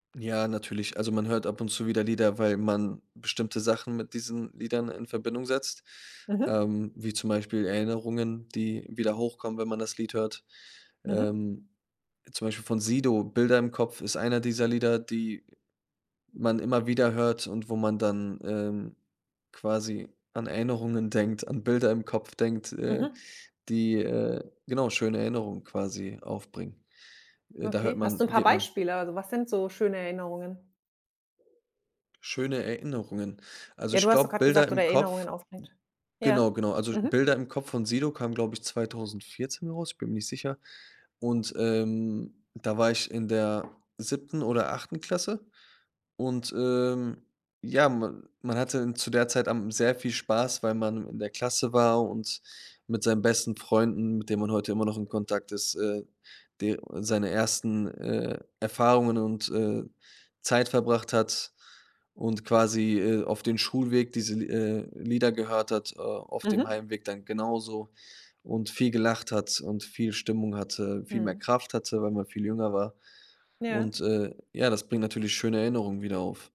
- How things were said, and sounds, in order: other noise; unintelligible speech; other background noise
- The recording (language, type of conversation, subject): German, podcast, Welche Rolle spielt die Region, in der du aufgewachsen bist, für deine Musik?